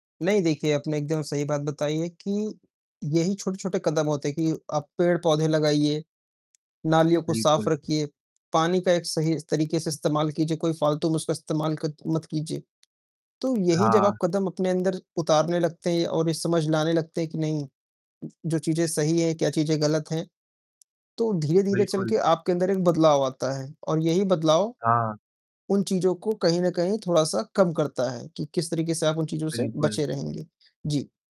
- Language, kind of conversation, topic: Hindi, unstructured, घर पर कचरा कम करने के लिए आप क्या करते हैं?
- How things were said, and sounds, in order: distorted speech; tapping; other noise